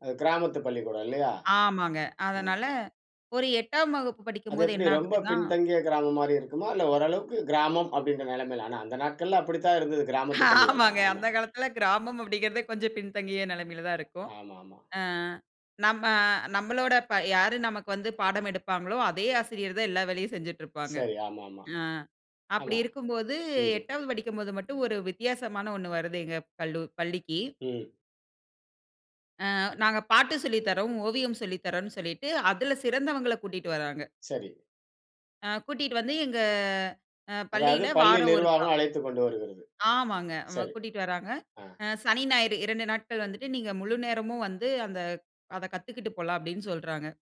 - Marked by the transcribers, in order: laugh; laughing while speaking: "ஆமாங்க. அந்த காலத்தில கிராமம் அப்பிடிங்கிறதே கொஞ்சம் பின்தங்கிய நிலைமையில தான் இருக்கும்"; tapping; drawn out: "எங்க"
- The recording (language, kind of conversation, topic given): Tamil, podcast, பள்ளிக்கால நினைவுகளில் உங்களுக்கு மிகவும் முக்கியமாக நினைவில் நிற்கும் ஒரு அனுபவம் என்ன?